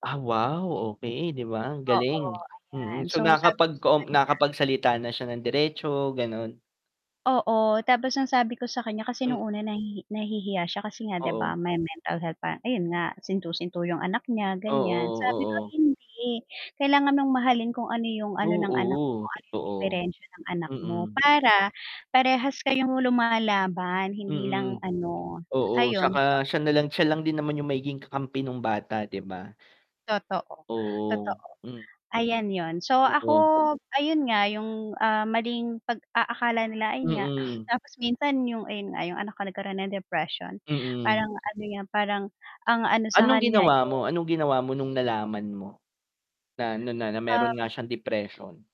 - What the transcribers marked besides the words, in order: distorted speech; tapping; other background noise
- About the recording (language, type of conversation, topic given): Filipino, unstructured, Paano mo nilalabanan ang stigma tungkol sa kalusugan ng pag-iisip sa paligid mo?
- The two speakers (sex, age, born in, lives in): female, 40-44, Philippines, Philippines; male, 25-29, Philippines, Philippines